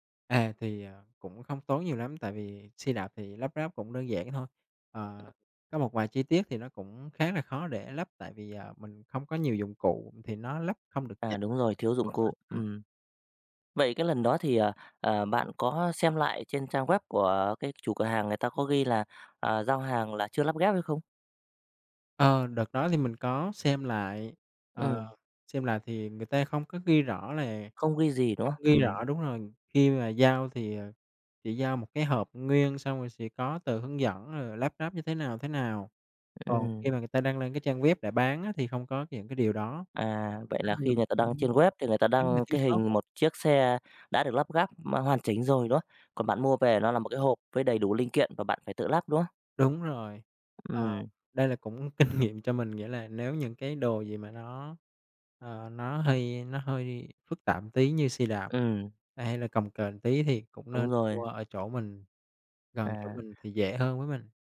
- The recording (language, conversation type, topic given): Vietnamese, podcast, Bạn có thể chia sẻ một trải nghiệm mua sắm trực tuyến đáng nhớ của mình không?
- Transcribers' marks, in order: tapping; unintelligible speech; other background noise; unintelligible speech; "ráp" said as "gáp"; laughing while speaking: "kinh"